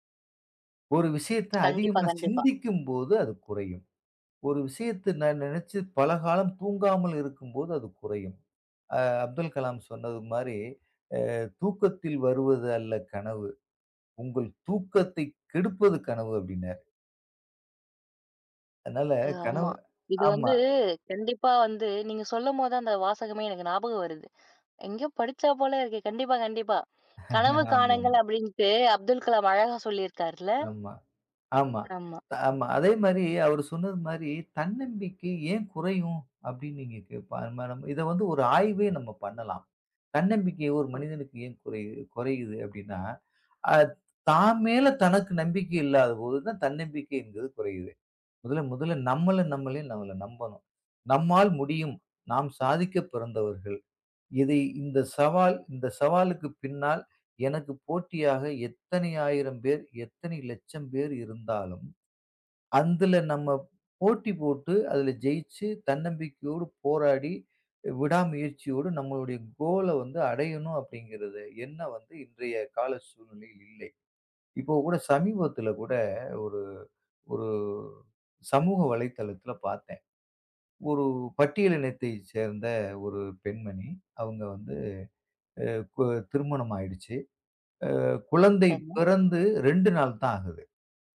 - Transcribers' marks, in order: laughing while speaking: "ஆமாம்"; unintelligible speech; "அதுல" said as "அந்துல"; in English: "கோல்ல"; "எண்ணம்" said as "என்ன"
- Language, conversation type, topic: Tamil, podcast, தன்னம்பிக்கை குறையும் போது அதை எப்படி மீண்டும் கட்டியெழுப்புவீர்கள்?